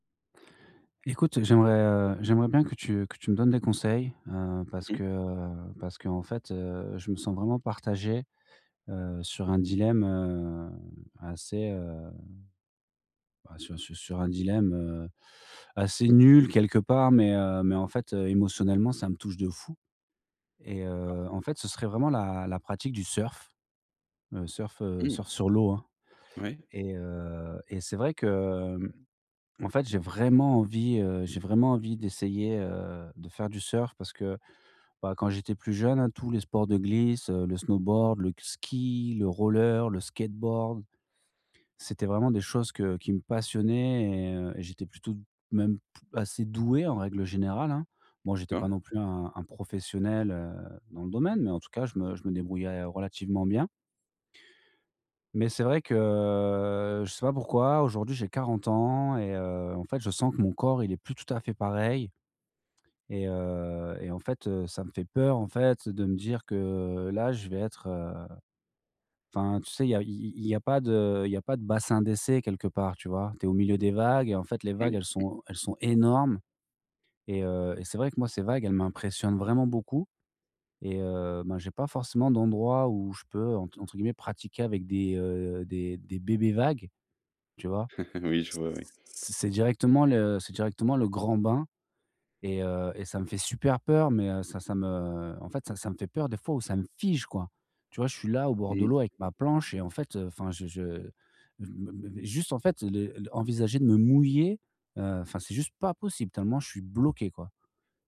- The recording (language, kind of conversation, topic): French, advice, Comment puis-je surmonter ma peur d’essayer une nouvelle activité ?
- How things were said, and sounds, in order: drawn out: "heu"; drawn out: "heu"; other noise; drawn out: "que"; "D'accord" said as "cord"; drawn out: "que"; drawn out: "que"; drawn out: "de"; stressed: "énormes"; drawn out: "heu"; chuckle; drawn out: "me"; stressed: "fige"; stressed: "mouiller"; stressed: "pas"; stressed: "bloqué"